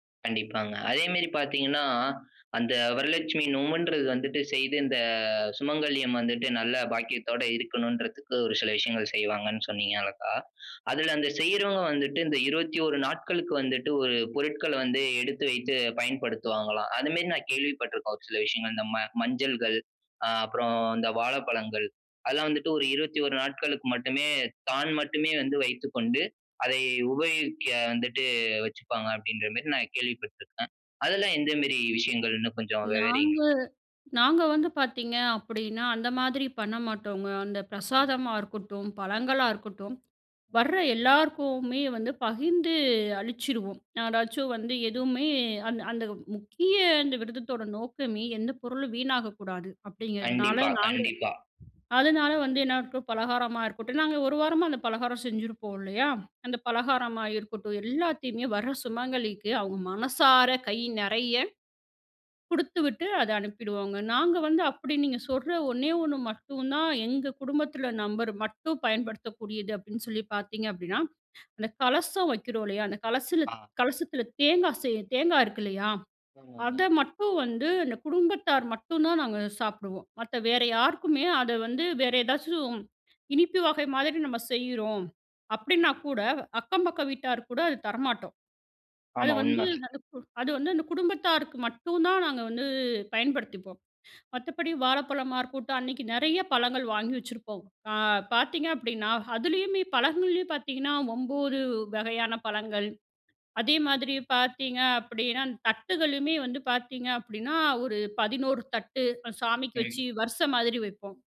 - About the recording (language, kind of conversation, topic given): Tamil, podcast, வீட்டில் வழக்கமான தினசரி வழிபாடு இருந்தால் அது எப்படிச் நடைபெறுகிறது?
- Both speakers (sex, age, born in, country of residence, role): female, 35-39, India, India, guest; male, 20-24, India, India, host
- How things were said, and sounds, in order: drawn out: "இந்த"; inhale; drawn out: "அப்புறம்"; other background noise; drawn out: "பகிர்ந்து"; exhale; "நபர்" said as "நம்பர்"; inhale; inhale